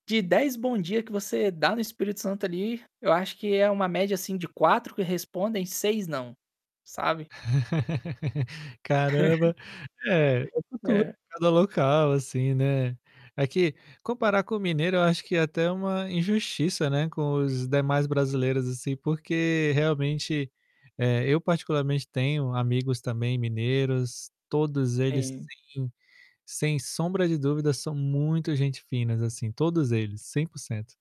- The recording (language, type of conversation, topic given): Portuguese, podcast, Você já fez amizade com alguém que conheceu durante uma viagem e que mudou seus planos?
- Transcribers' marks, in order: laugh; distorted speech; chuckle; other background noise; tapping